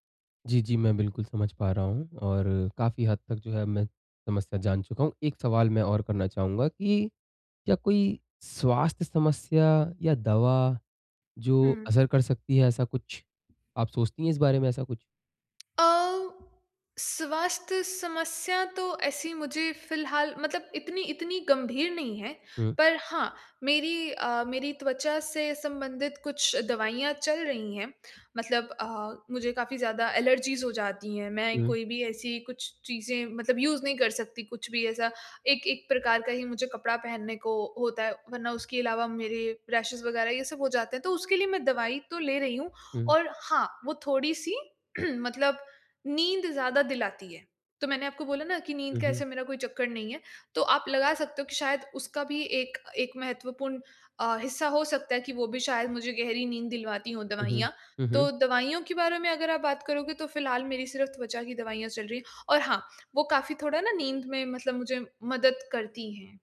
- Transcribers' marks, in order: in English: "एलर्जीज़"; in English: "यूज़"; in English: "रेशेज़"; throat clearing
- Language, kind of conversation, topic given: Hindi, advice, दिन भर ऊर्जावान रहने के लिए कौन-सी आदतें अपनानी चाहिए?